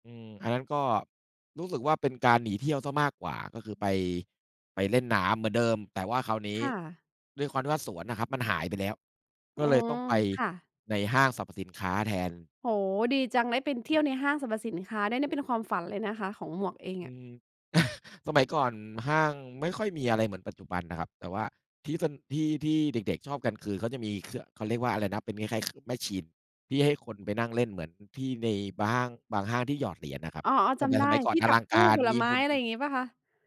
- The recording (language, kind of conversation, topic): Thai, unstructured, เวลานึกถึงวัยเด็ก คุณชอบคิดถึงอะไรที่สุด?
- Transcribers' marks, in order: chuckle; in English: "มาชีน"